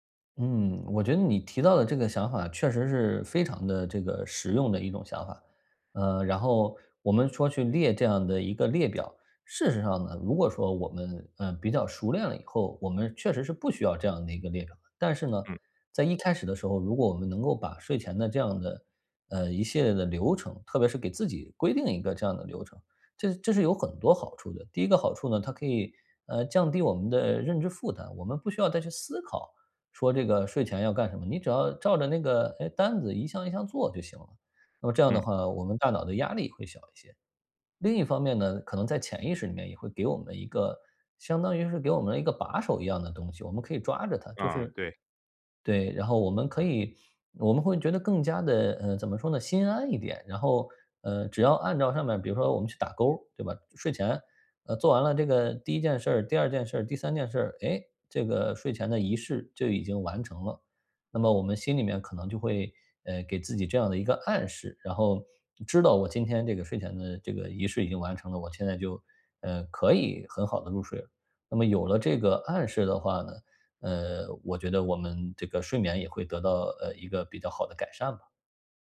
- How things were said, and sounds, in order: none
- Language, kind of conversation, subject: Chinese, advice, 如何建立睡前放松流程来缓解夜间焦虑并更容易入睡？
- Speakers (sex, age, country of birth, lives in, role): male, 35-39, China, Poland, advisor; male, 35-39, China, United States, user